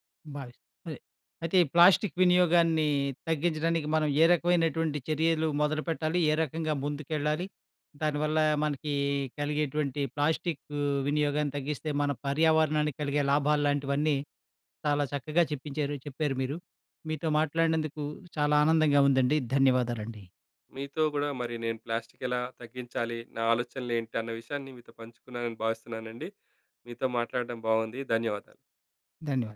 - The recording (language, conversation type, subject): Telugu, podcast, ప్లాస్టిక్ వాడకాన్ని తగ్గించడానికి మనం ఎలా మొదలుపెట్టాలి?
- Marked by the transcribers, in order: none